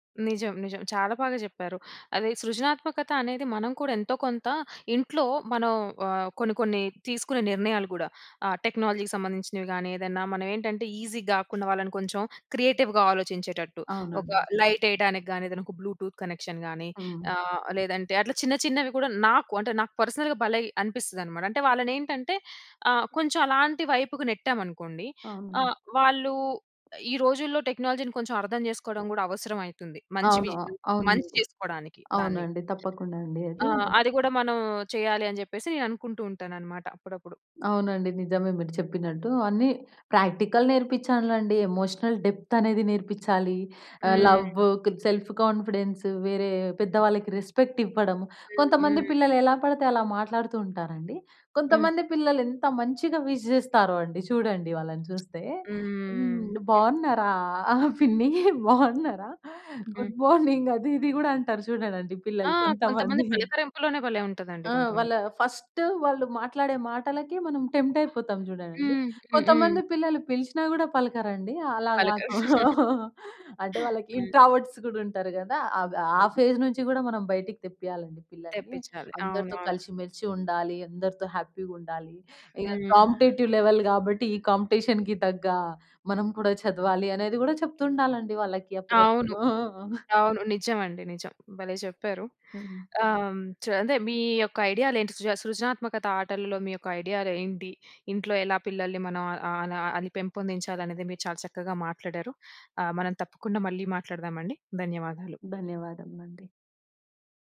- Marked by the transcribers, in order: tapping; in English: "టెక్నాలజీకి"; in English: "ఈజీగ"; in English: "క్రియేటివ్‌గా"; in English: "బ్లూటూత్ కనెక్షన్"; in English: "పర్సనల్‌గా"; in English: "టెక్నాలజీని"; other background noise; in English: "ప్రాక్టికల్"; in English: "ఎమోషనల్"; in English: "సెల్ఫ్"; in English: "విష్"; laughing while speaking: "బాగున్నారా పిన్ని? బాగున్నారా? గుడ్ మార్నింగ్ అది ఇది గూడా అంటారు చూడండండి పిల్లలు కొంతమంది"; in English: "గుడ్ మార్నింగ్"; in English: "ఫస్ట్"; laughing while speaking: "అలా కాక అంటే, వాళ్ళకి ఇంట్రావర్ట్స్ గూడా ఉంటారు గదా!"; in English: "ఇంట్రావర్ట్స్"; giggle; in English: "ఫేజ్"; in English: "కాంపిటేటివ్ లెవెల్"; in English: "కాంపిటీషన్‌కి"; laughing while speaking: "ఆ!"
- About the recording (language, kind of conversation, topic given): Telugu, podcast, పిల్లలతో సృజనాత్మక ఆటల ఆలోచనలు ఏవైనా చెప్పగలరా?